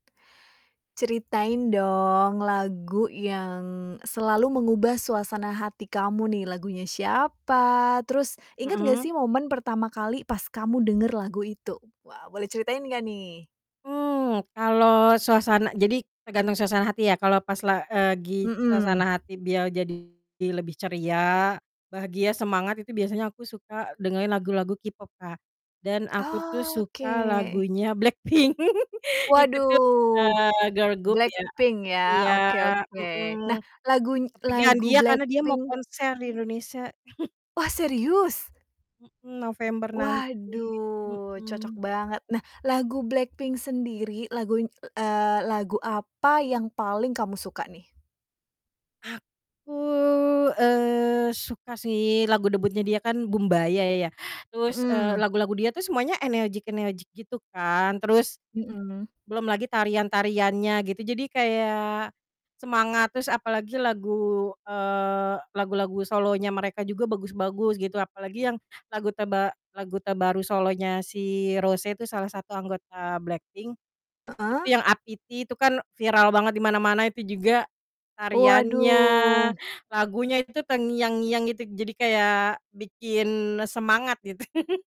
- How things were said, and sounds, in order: other background noise; distorted speech; laughing while speaking: "Blackpink"; in English: "girl group"; chuckle; chuckle
- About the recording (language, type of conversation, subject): Indonesian, podcast, Lagu apa yang selalu bisa mengubah suasana hatimu?